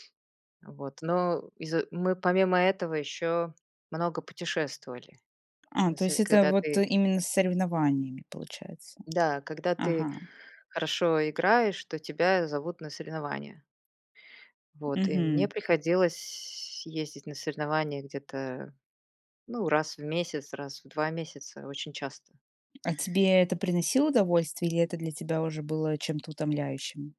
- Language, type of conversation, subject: Russian, podcast, Как физическая активность влияет на твоё настроение?
- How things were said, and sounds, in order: other background noise